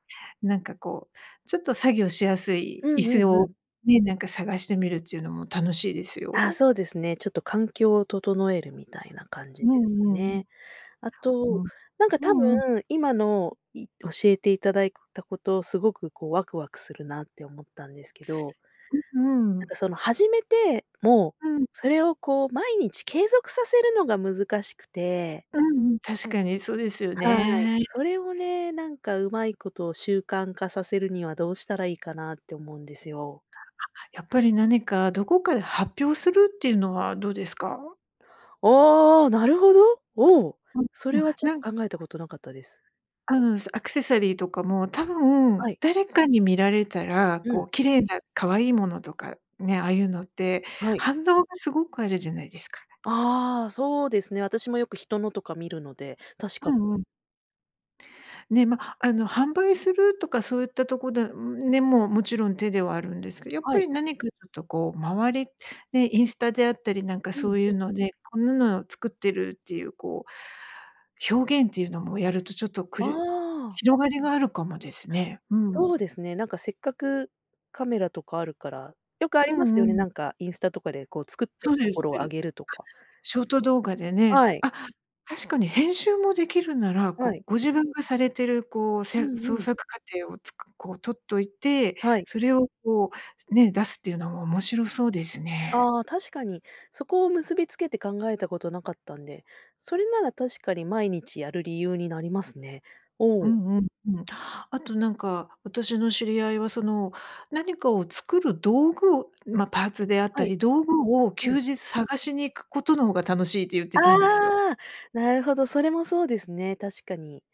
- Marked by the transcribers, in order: none
- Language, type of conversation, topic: Japanese, advice, 創作を習慣にしたいのに毎日続かないのはどうすれば解決できますか？